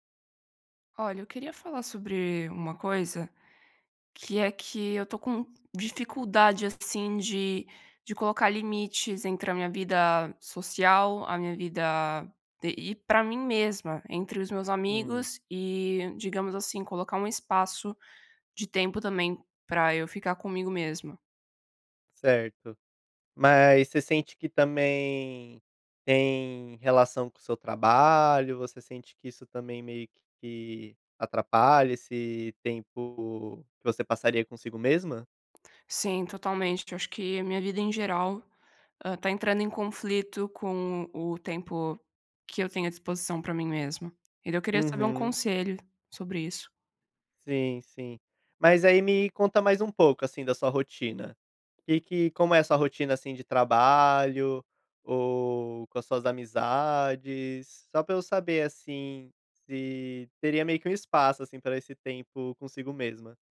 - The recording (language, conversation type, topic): Portuguese, advice, Como posso manter uma vida social ativa sem sacrificar o meu tempo pessoal?
- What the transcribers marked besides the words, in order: other background noise; tapping